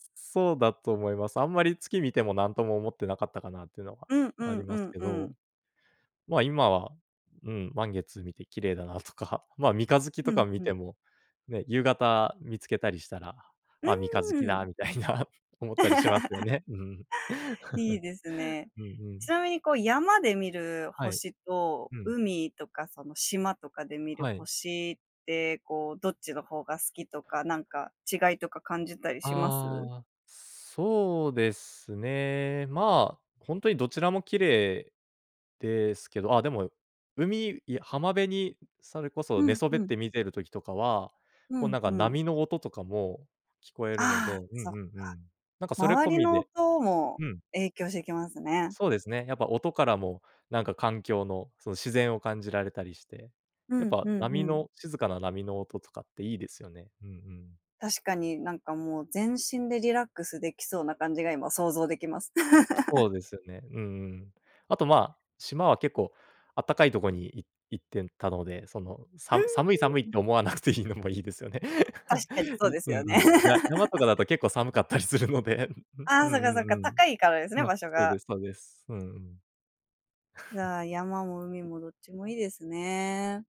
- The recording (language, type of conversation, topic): Japanese, podcast, 夜の星空を見たときの話を聞かせてくれますか？
- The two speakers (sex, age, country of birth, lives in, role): female, 30-34, Japan, Japan, host; male, 30-34, Japan, Japan, guest
- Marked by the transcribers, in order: laughing while speaking: "みたいな思ったりしますよね"; laugh; laugh; other noise; laugh; laughing while speaking: "思わなくていいのもいいですよね"; laugh; chuckle